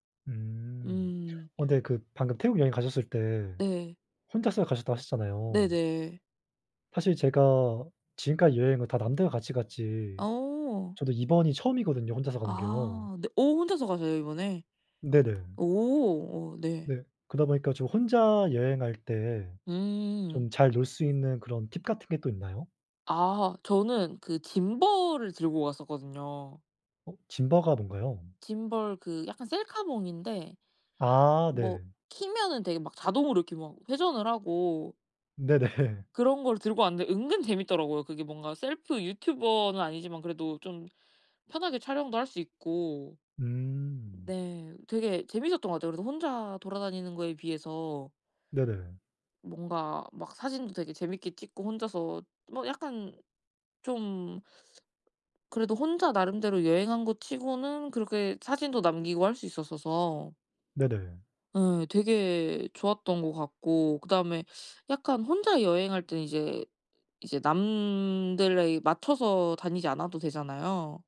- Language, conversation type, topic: Korean, unstructured, 여행할 때 가장 중요하게 생각하는 것은 무엇인가요?
- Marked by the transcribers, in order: other background noise; laughing while speaking: "네네"